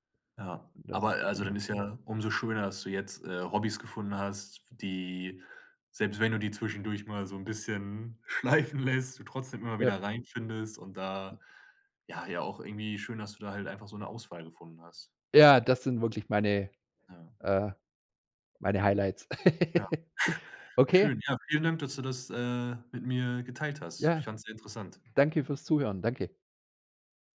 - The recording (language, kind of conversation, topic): German, podcast, Wie findest du Motivation für ein Hobby, das du vernachlässigt hast?
- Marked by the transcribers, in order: unintelligible speech; laughing while speaking: "schleifen lässt"; other background noise; laugh